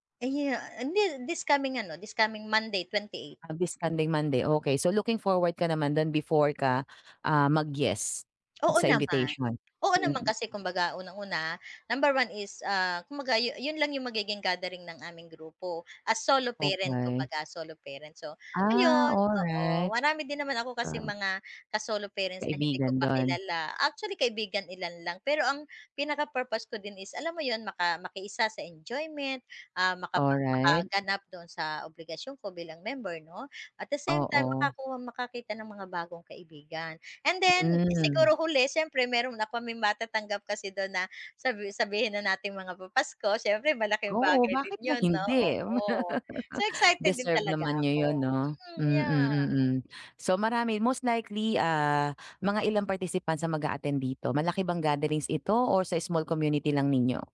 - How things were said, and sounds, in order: laugh
- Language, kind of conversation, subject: Filipino, advice, Paano ko mababalanse ang pahinga at mga obligasyong panlipunan?